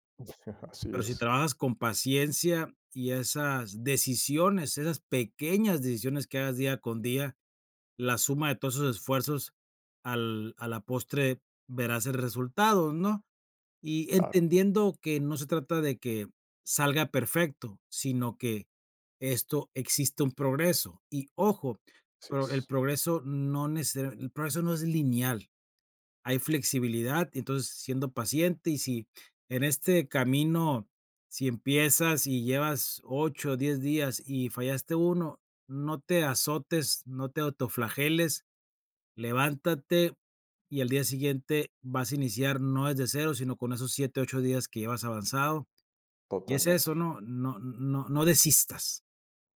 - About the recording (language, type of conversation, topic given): Spanish, podcast, ¿Qué hábito te ayuda a crecer cada día?
- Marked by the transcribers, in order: chuckle; tapping